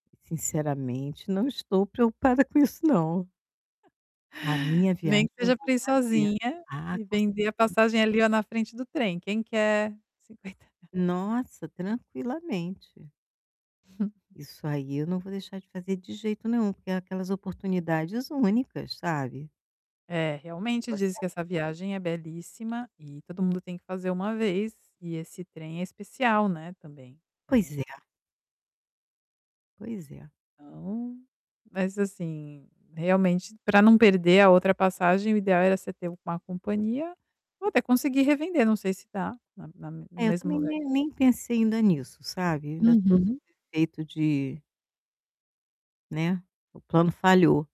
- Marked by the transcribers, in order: tapping; other background noise; distorted speech; laughing while speaking: "Cinquenta rea"; chuckle; static
- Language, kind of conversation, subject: Portuguese, advice, O que devo fazer quando meu itinerário muda de repente?